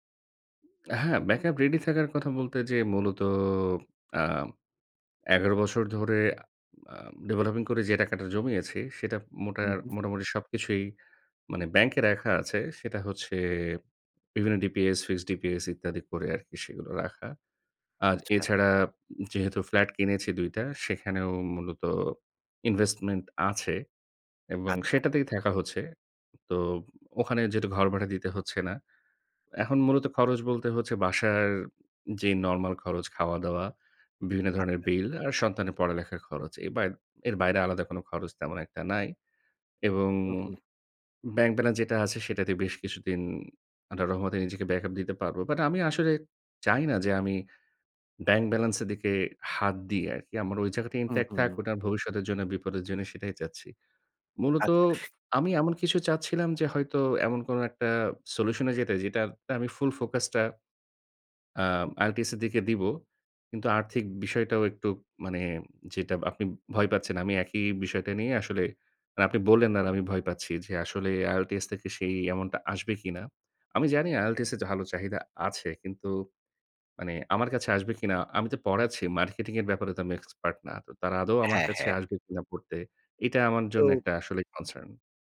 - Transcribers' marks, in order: in English: "backup ready"; drawn out: "মূলত"; in English: "developing"; other background noise; in English: "dps, fixed dps"; in English: "investment"; in English: "backup"; in English: "bank balance"; in English: "intact"; in English: "solution"; in English: "full focus"; in English: "amount"; in English: "IELTS"; in English: "marketing"; in English: "expert"; in English: "concern"
- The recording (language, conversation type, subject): Bengali, advice, ক্যারিয়ার পরিবর্তন বা নতুন পথ শুরু করার সময় অনিশ্চয়তা সামলাব কীভাবে?